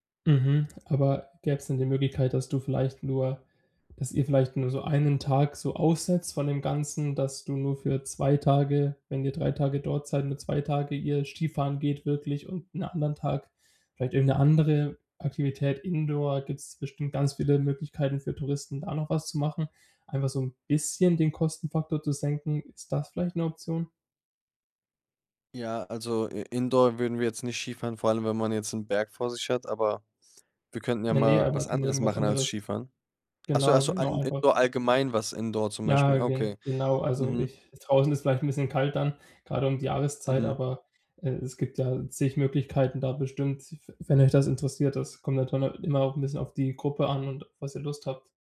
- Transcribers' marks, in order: stressed: "bisschen"; unintelligible speech
- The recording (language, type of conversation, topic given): German, advice, Wie plane ich eine günstige Urlaubsreise, ohne mein Budget zu sprengen?